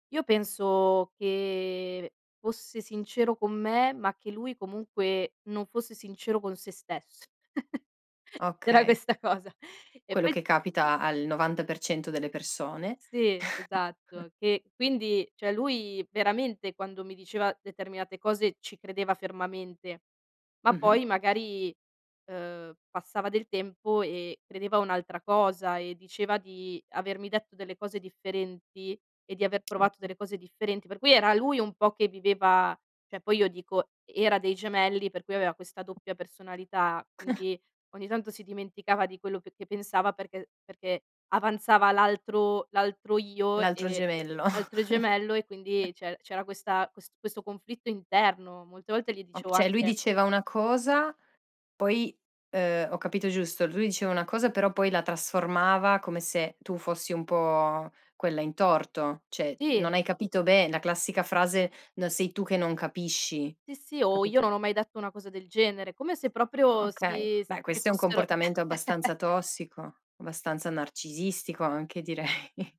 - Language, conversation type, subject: Italian, podcast, Come gestisci la sincerità nelle relazioni amorose?
- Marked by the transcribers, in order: drawn out: "penso che"; chuckle; laughing while speaking: "questa cosa"; chuckle; "cioè" said as "ceh"; tapping; "cioè" said as "ceh"; other noise; chuckle; chuckle; "cioè" said as "ceh"; chuckle; laughing while speaking: "direi"